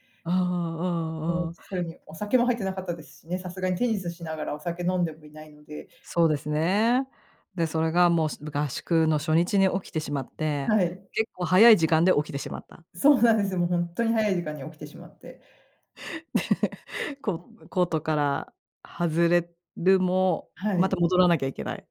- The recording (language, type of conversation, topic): Japanese, podcast, あなたがこれまでで一番恥ずかしかった経験を聞かせてください。
- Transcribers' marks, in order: other noise; laugh